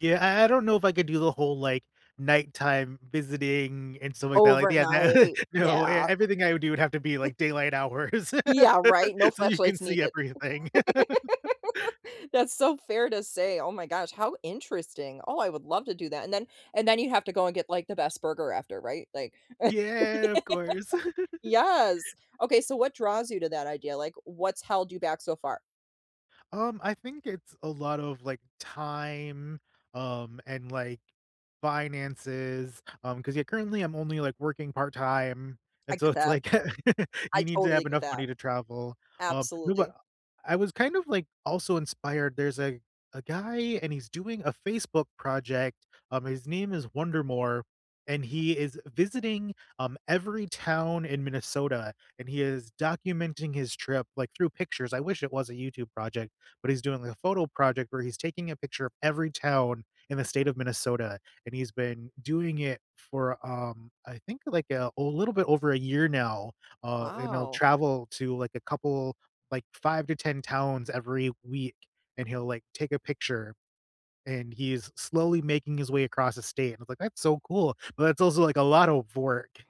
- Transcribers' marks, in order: chuckle; laughing while speaking: "no"; other background noise; chuckle; laughing while speaking: "hours, so you can see everything"; laugh; laugh; giggle; laugh
- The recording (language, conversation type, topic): English, unstructured, What nearby micro-adventure are you curious to try next, and what excites you about it?
- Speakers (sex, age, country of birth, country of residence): female, 30-34, United States, United States; male, 35-39, United States, United States